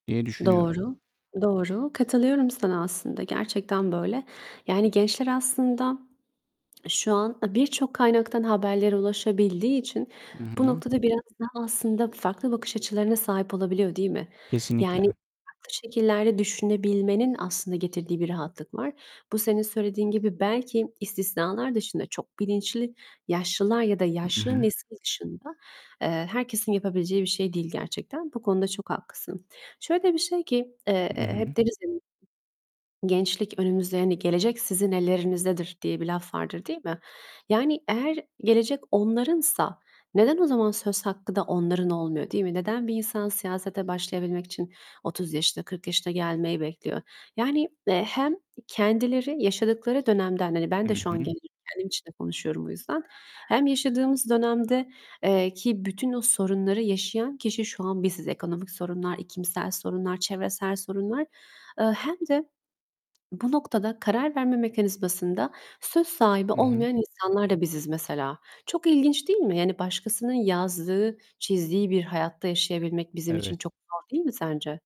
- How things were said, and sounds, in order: distorted speech; other background noise; tapping
- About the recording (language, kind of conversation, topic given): Turkish, unstructured, Gençlerin siyasete katılması neden önemlidir?